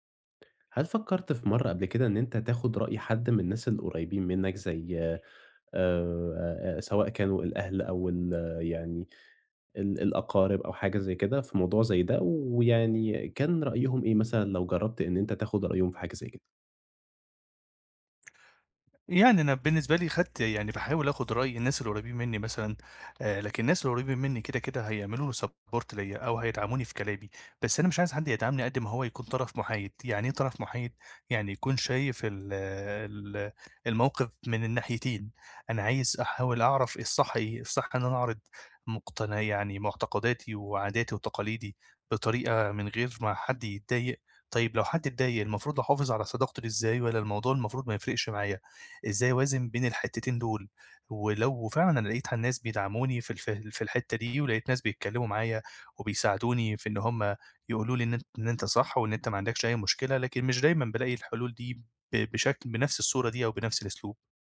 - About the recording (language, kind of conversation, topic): Arabic, advice, إزاي أقدر أحافظ على شخصيتي وأصالتي من غير ما أخسر صحابي وأنا بحاول أرضي الناس؟
- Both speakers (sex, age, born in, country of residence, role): male, 20-24, Egypt, Egypt, advisor; male, 25-29, Egypt, Egypt, user
- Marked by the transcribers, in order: other background noise; tapping; in English: "support"